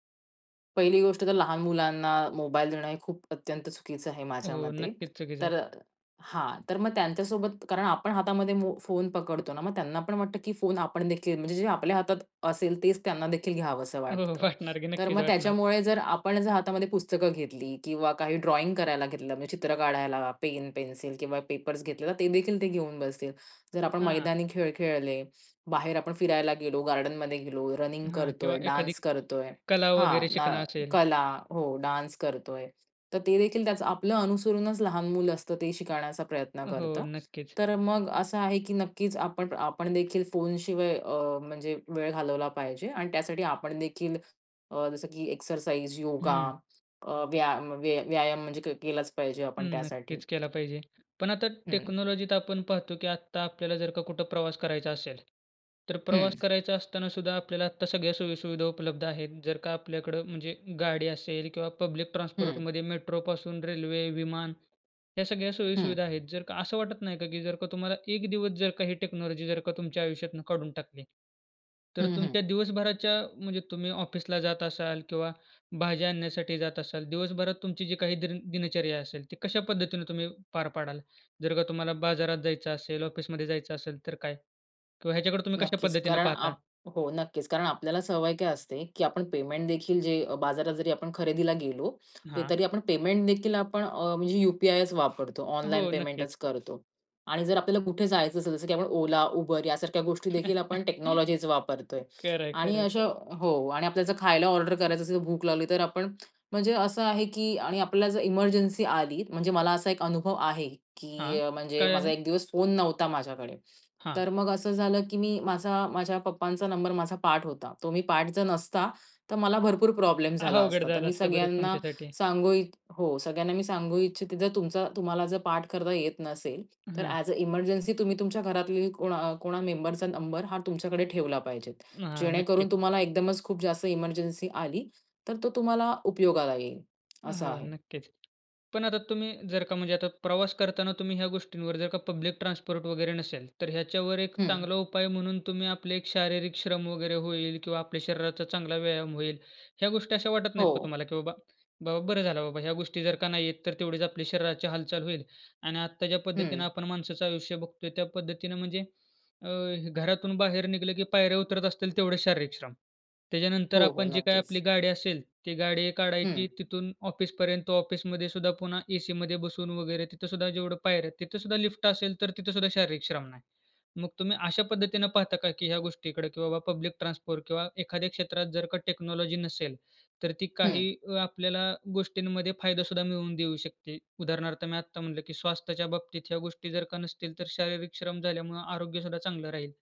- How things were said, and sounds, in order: other background noise; laughing while speaking: "हो, हो"; in English: "डान्स"; in English: "डान्स"; tapping; in English: "टेक्नॉलॉजीत"; in English: "टेक्नॉलॉजी"; chuckle; in English: "टेक्नॉलॉजीज"; laughing while speaking: "अवघड"; in English: "ऍस अ एमर्जन्सी"; in English: "टेक्नॉलॉजी"
- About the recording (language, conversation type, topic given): Marathi, podcast, तंत्रज्ञानाशिवाय तुम्ही एक दिवस कसा घालवाल?